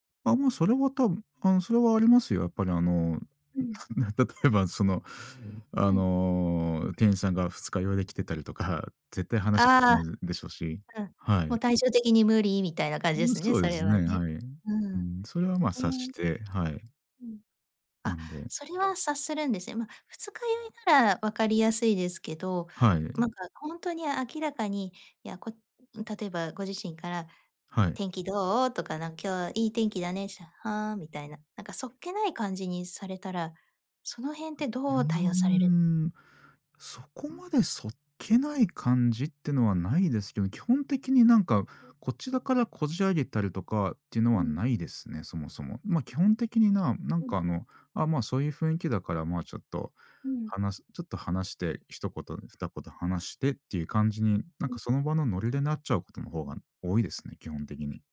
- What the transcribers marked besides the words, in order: other background noise; tapping
- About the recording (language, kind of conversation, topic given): Japanese, podcast, 見知らぬ人と話すきっかけは、どう作りますか？